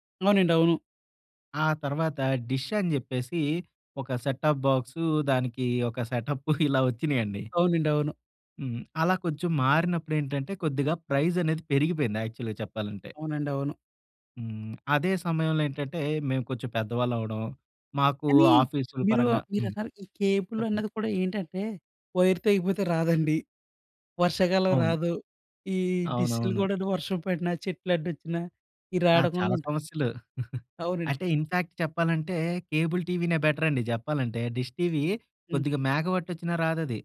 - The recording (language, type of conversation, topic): Telugu, podcast, స్ట్రీమింగ్ వల్ల టీవీని పూర్తిగా భర్తీ చేస్తుందని మీకు అనిపిస్తుందా?
- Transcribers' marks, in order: in English: "డిష్"; in English: "సెట్ ఆప్ బాక్స్"; giggle; in English: "ప్రైస్"; in English: "యాక్చువల్‌గా"; in English: "కేబుల్"; in English: "వైర్"; giggle; in English: "ఇన్‌ఫాక్ట్"; in English: "కేబుల్ టీవీనే బెటర్"; in English: "డిష్ టీవీ"